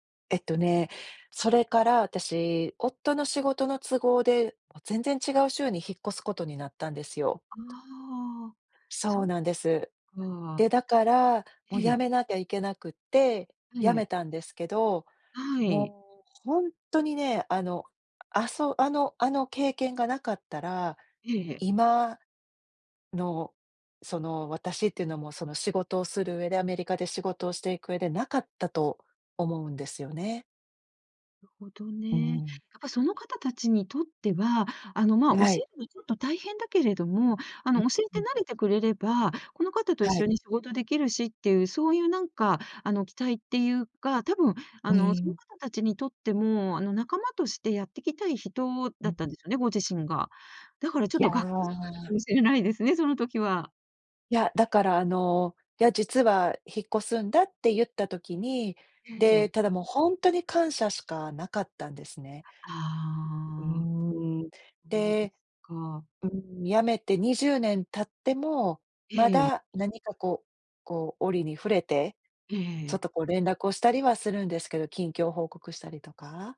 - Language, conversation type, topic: Japanese, podcast, 支えになった人やコミュニティはありますか？
- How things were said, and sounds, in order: other background noise; unintelligible speech